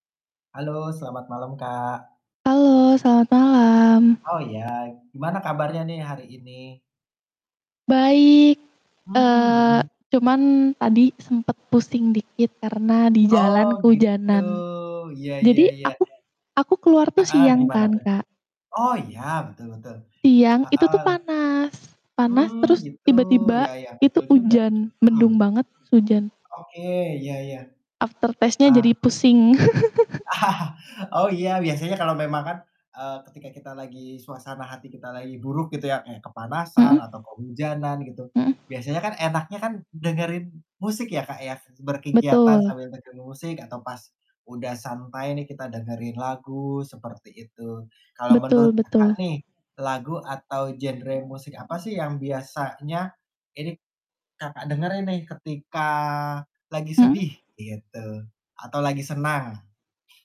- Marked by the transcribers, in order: static; background speech; chuckle; other background noise; in English: "After taste-nya"; laugh; chuckle
- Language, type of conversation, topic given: Indonesian, unstructured, Bagaimana musik memengaruhi suasana hati kamu sehari-hari?